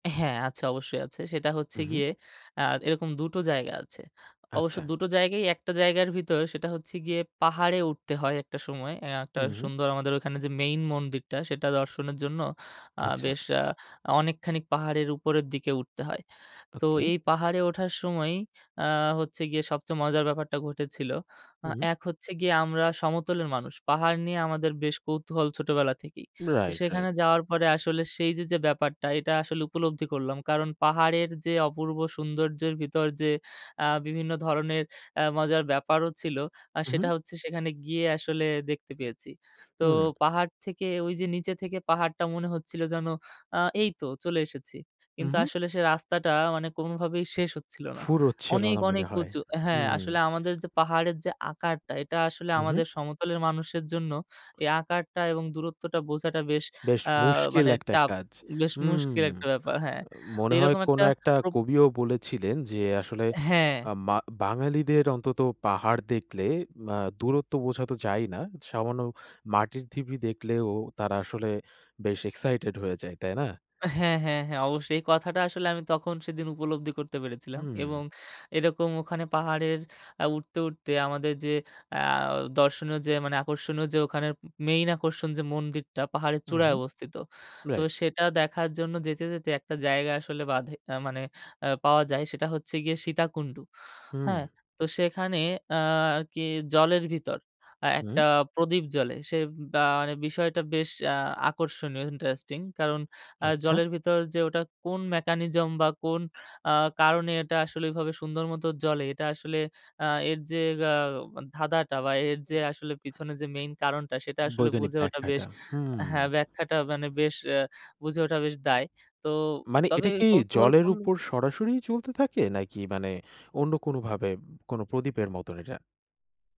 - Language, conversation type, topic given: Bengali, podcast, তোমার কোনো স্মরণীয় ভ্রমণের গল্প বলবে কি?
- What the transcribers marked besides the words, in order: other background noise; tapping; in English: "tough"; in English: "mechanism"